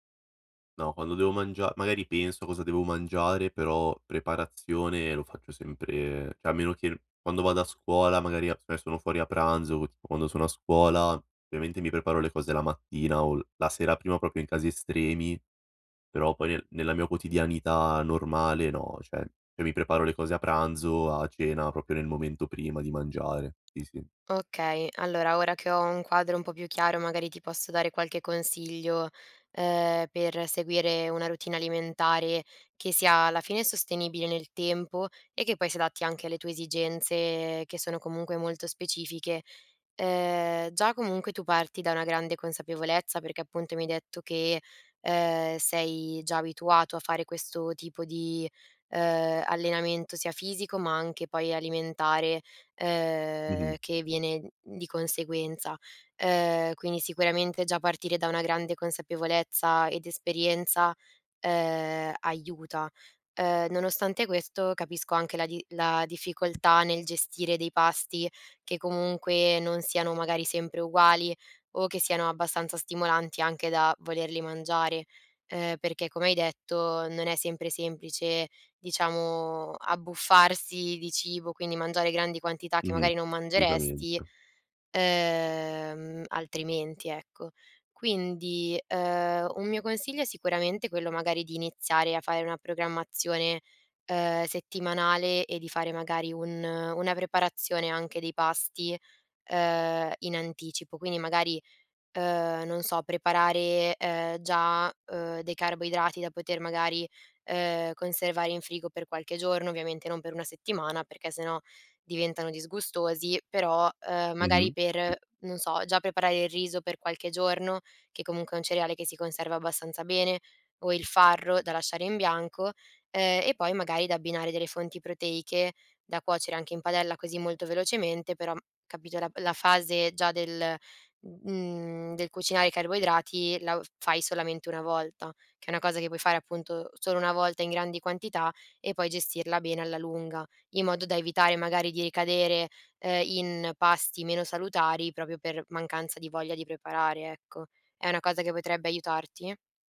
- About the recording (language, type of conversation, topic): Italian, advice, Come posso mantenere abitudini sane quando viaggio o nei fine settimana fuori casa?
- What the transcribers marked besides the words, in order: "cioè" said as "ceh"; unintelligible speech; "ovviamente" said as "viamente"; "proprio" said as "propio"; "cioè" said as "ceh"; "proprio" said as "propio"; tapping; "Assolutamente" said as "lutament"; "proprio" said as "propio"